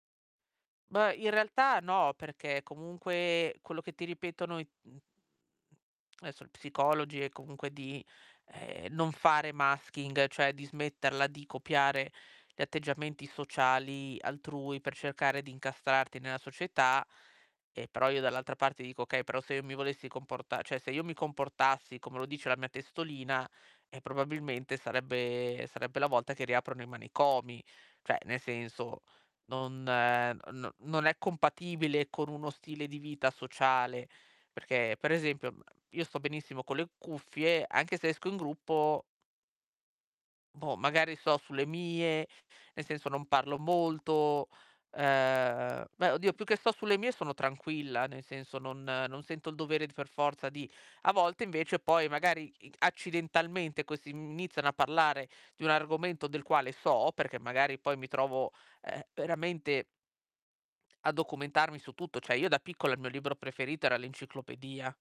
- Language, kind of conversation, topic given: Italian, advice, Come posso accettare le mie peculiarità senza sentirmi giudicato?
- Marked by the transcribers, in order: distorted speech; other background noise; in English: "masking"; "cioè" said as "ceh"; tapping; "Cioè" said as "ceh"